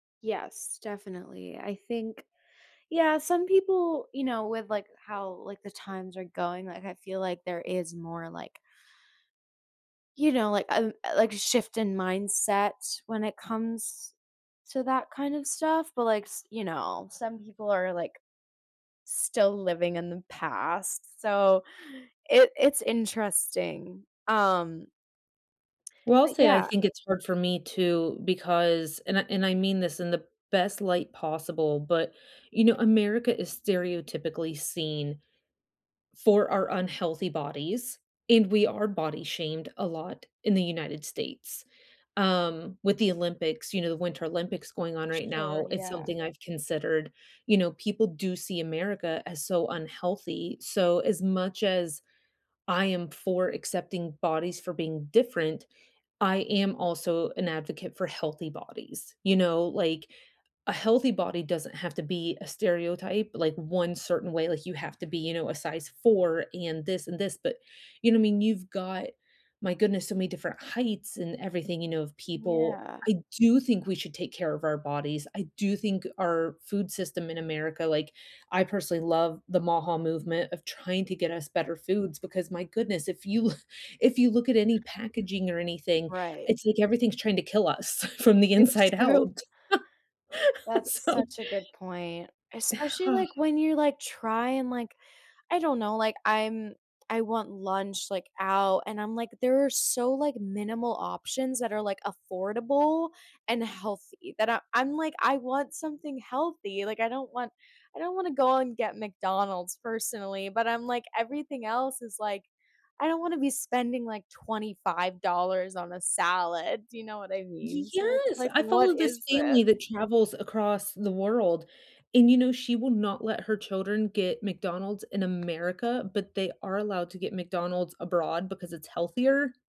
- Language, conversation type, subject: English, unstructured, How do you feel about body shaming in sports or fitness spaces?
- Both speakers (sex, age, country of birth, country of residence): female, 20-24, United States, United States; female, 40-44, United States, United States
- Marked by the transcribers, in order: other background noise; stressed: "do"; laughing while speaking: "you"; tapping; laughing while speaking: "It's true"; laughing while speaking: "us from the inside out. So"; laugh; sigh